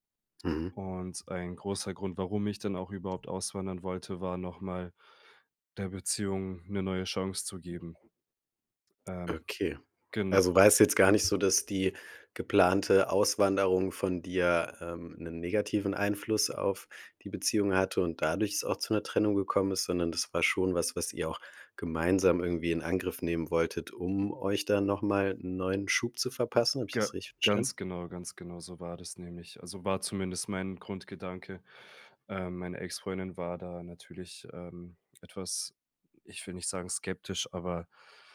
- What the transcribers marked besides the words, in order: other background noise; unintelligible speech
- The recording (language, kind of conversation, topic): German, podcast, Wie gehst du mit Zweifeln bei einem Neuanfang um?